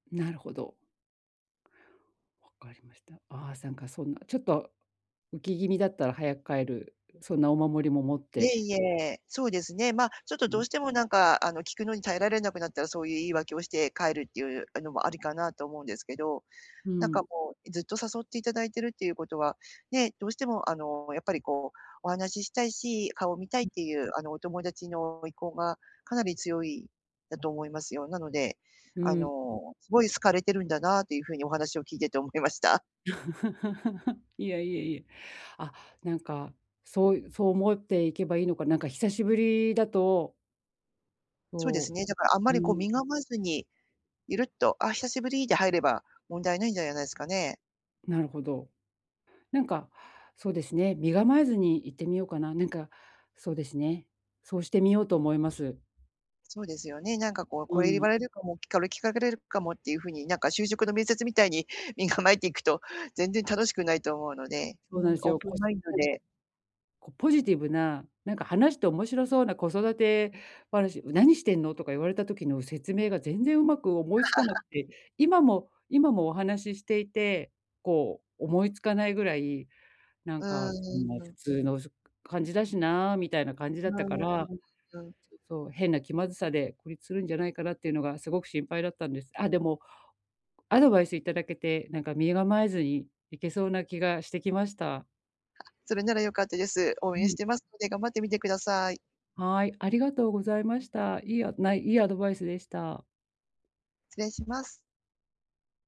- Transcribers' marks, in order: other background noise; laughing while speaking: "思いました"; chuckle; tapping; laughing while speaking: "身構えて"; laugh
- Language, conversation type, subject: Japanese, advice, 友人の集まりで孤立しないためにはどうすればいいですか？